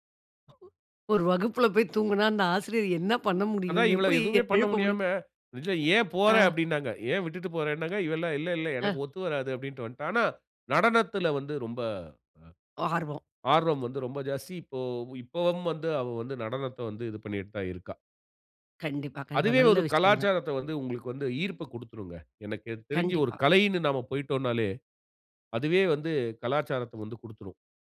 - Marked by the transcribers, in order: other background noise; unintelligible speech
- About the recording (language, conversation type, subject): Tamil, podcast, உங்கள் குழந்தைகளுக்குக் குடும்பக் கலாச்சாரத்தை தலைமுறைதோறும் எப்படி கடத்திக் கொடுக்கிறீர்கள்?